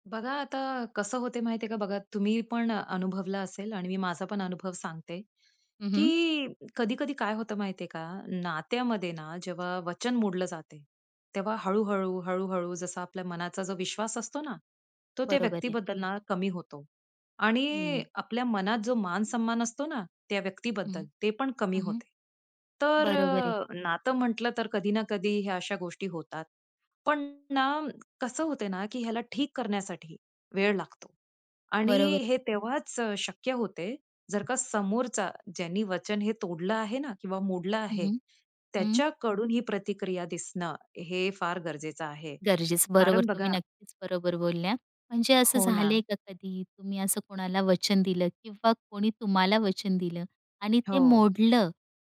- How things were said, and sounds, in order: tapping; other noise
- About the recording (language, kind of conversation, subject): Marathi, podcast, एखादं वचन मोडलं तर नातं कसं ठीक कराल?